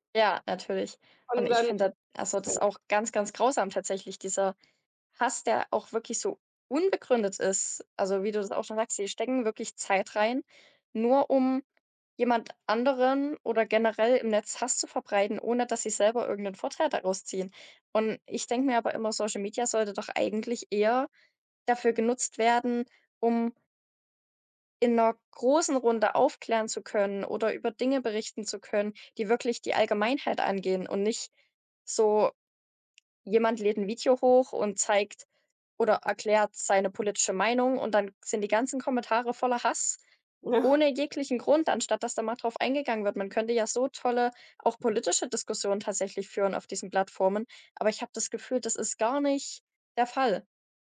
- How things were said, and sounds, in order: unintelligible speech; other background noise; laughing while speaking: "Ja"
- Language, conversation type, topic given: German, unstructured, Wie verändern soziale Medien unsere Gemeinschaft?
- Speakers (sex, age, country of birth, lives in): female, 18-19, Germany, Germany; female, 40-44, Germany, Germany